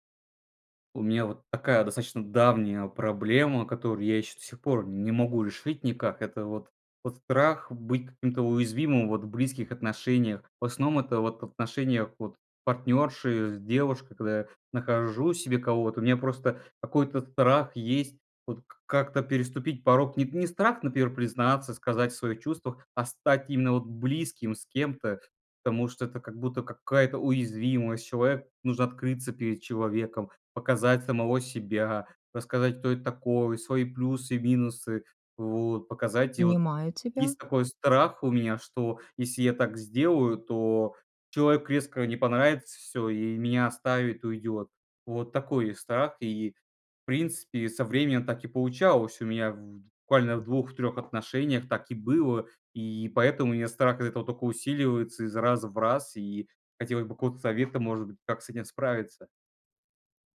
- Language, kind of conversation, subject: Russian, advice, Чего вы боитесь, когда становитесь уязвимыми в близких отношениях?
- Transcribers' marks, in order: tapping